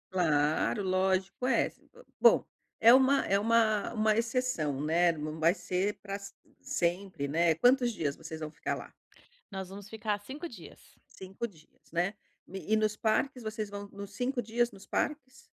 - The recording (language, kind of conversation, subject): Portuguese, advice, Como posso manter hábitos saudáveis durante viagens curtas?
- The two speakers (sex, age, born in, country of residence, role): female, 35-39, Brazil, United States, user; female, 50-54, Brazil, Portugal, advisor
- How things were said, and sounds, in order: tapping